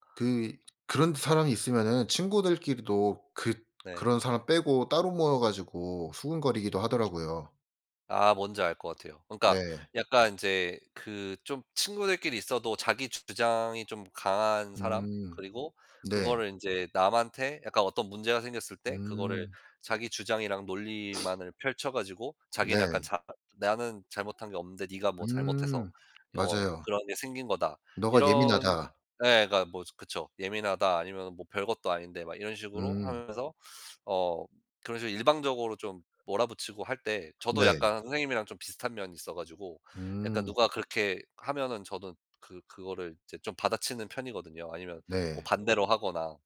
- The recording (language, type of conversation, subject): Korean, unstructured, 갈등을 겪으면서 배운 점이 있다면 무엇인가요?
- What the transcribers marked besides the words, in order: other background noise; tapping; sniff